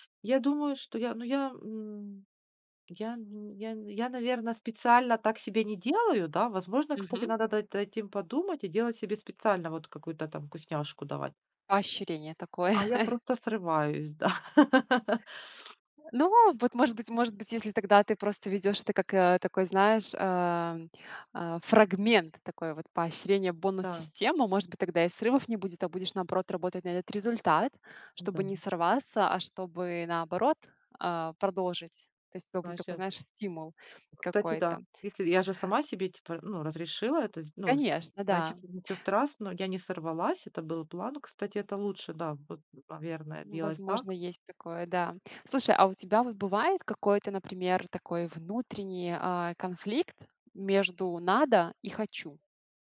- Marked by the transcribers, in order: chuckle; laugh; sniff; tapping
- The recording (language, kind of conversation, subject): Russian, podcast, Как вы находите баланс между вдохновением и дисциплиной?